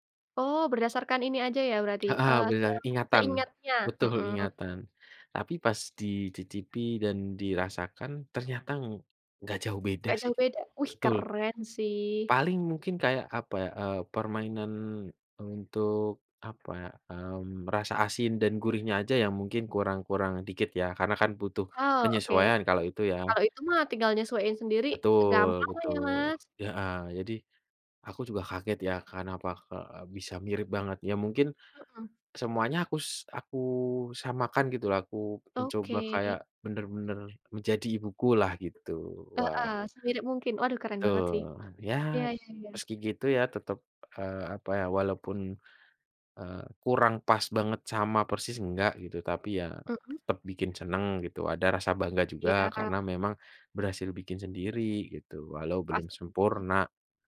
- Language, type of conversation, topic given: Indonesian, unstructured, Apa makanan favorit yang selalu membuatmu bahagia?
- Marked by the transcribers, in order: stressed: "penyesuaian"